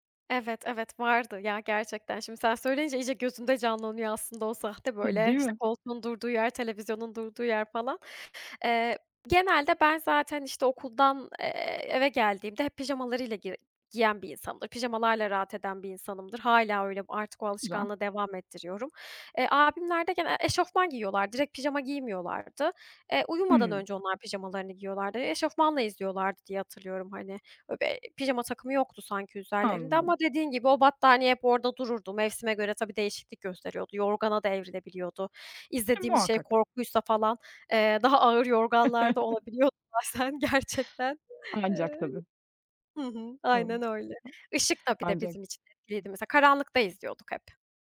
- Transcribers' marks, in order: tapping; other background noise; laugh; laughing while speaking: "Bazen gerçekten . Evet"
- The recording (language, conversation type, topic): Turkish, podcast, Ailenizde sinema geceleri nasıl geçerdi, anlatır mısın?
- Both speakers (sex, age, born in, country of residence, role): female, 25-29, Turkey, Germany, guest; female, 40-44, Turkey, Greece, host